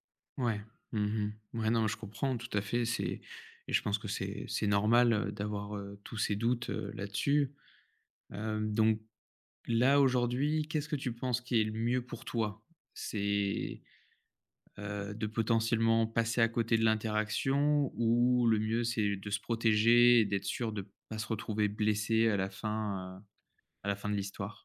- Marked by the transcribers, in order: none
- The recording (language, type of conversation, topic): French, advice, Pourquoi est-il si difficile de couper les ponts sur les réseaux sociaux ?